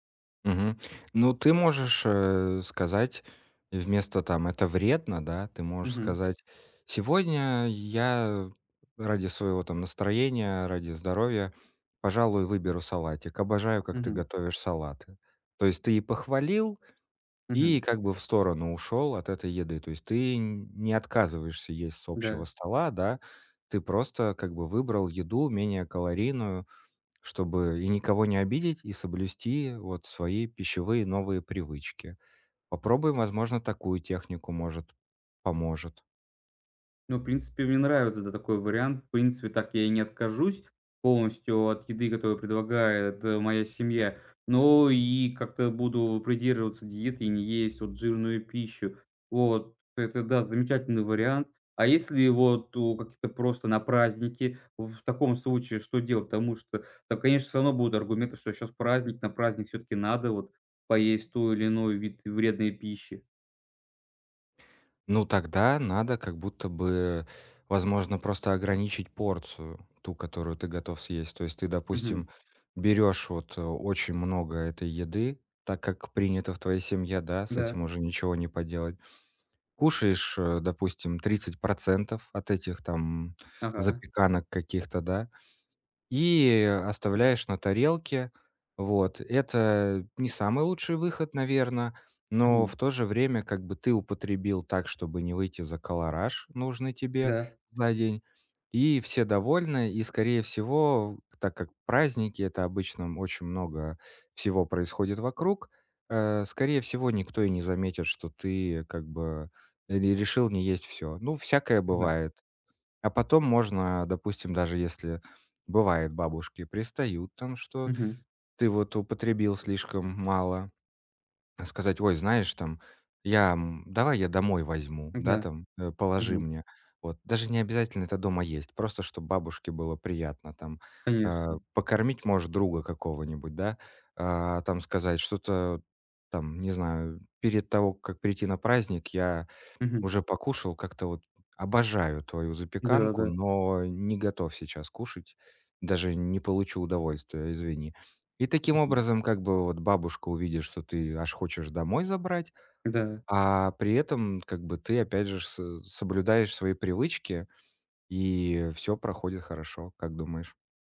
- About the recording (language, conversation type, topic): Russian, advice, Как вежливо и уверенно отказаться от нездоровой еды?
- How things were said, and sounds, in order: tapping